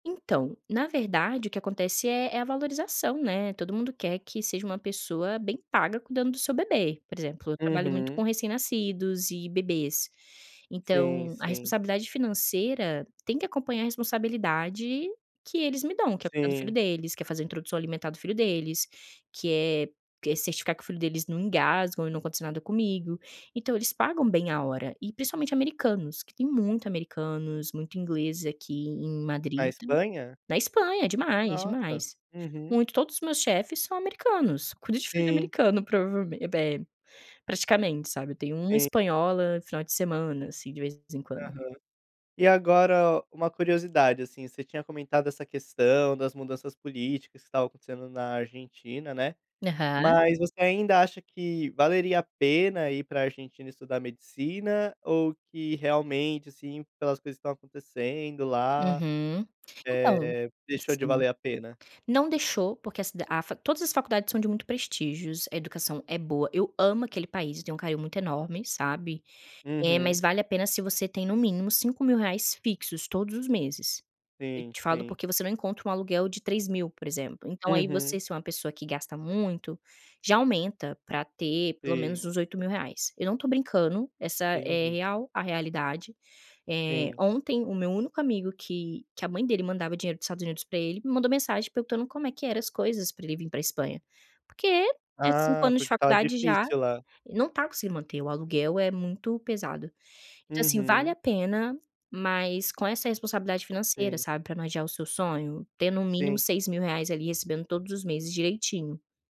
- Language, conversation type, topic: Portuguese, podcast, Como você decidiu adiar um sonho para colocar as contas em dia?
- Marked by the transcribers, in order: tapping